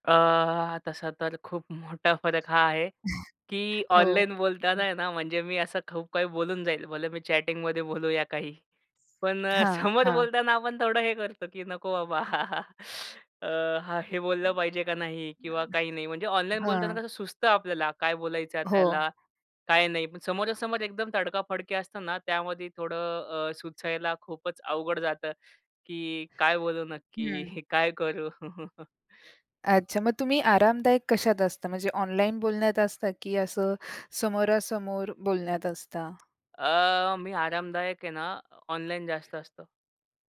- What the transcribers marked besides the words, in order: laughing while speaking: "मोठा"; other background noise; chuckle; tapping; in English: "चॅटिंगमध्ये"; laughing while speaking: "पण अ, समोर बोलतांना आपण थोडं हे करतो, की नको बाबा"; other noise; laugh; background speech; laughing while speaking: "की काय बोलू नक्की, काय करू?"; laugh
- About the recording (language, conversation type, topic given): Marathi, podcast, ऑनलाईन आणि समोरासमोरच्या संवादातला फरक तुम्हाला कसा जाणवतो?